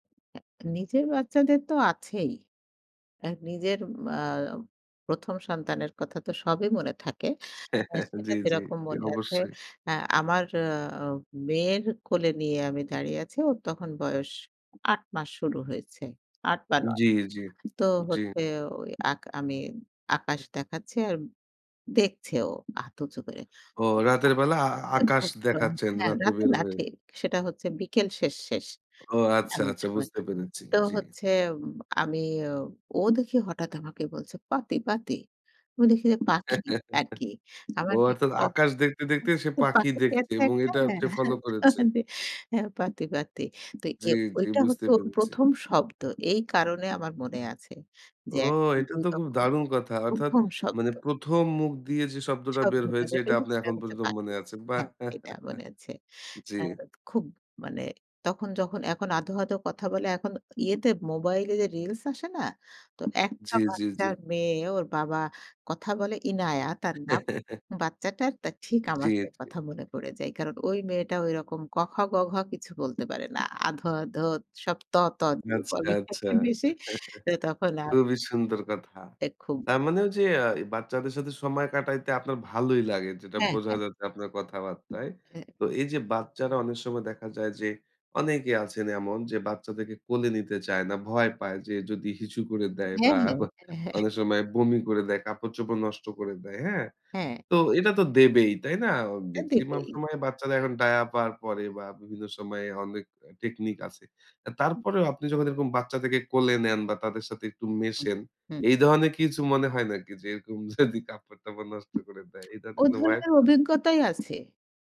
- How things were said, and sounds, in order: other background noise; chuckle; unintelligible speech; chuckle; unintelligible speech; laughing while speaking: "হ্যাঁ। হ্যাঁ"; unintelligible speech; chuckle; horn; chuckle; chuckle; tapping; unintelligible speech; unintelligible speech; laughing while speaking: "যদি"
- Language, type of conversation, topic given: Bengali, podcast, ছোটো শিশু বা পোষ্যদের সঙ্গে সময় কাটালে আপনার কেমন অনুভব হয়?